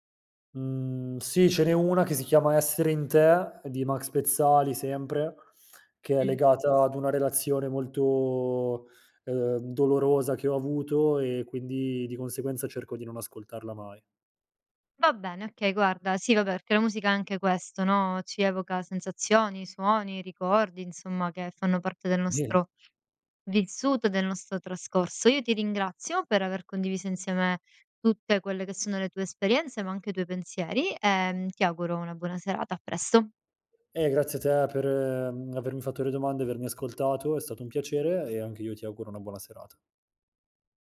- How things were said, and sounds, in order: unintelligible speech
- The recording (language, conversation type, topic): Italian, podcast, Qual è la colonna sonora della tua adolescenza?